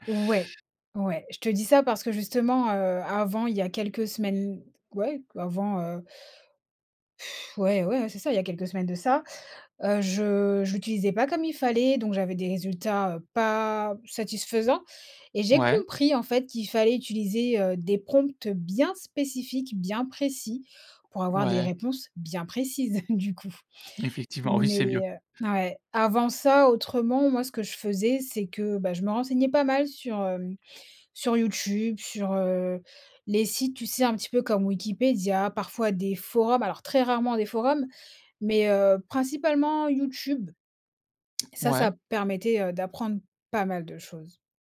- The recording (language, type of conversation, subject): French, podcast, Tu as des astuces pour apprendre sans dépenser beaucoup d’argent ?
- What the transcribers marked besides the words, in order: none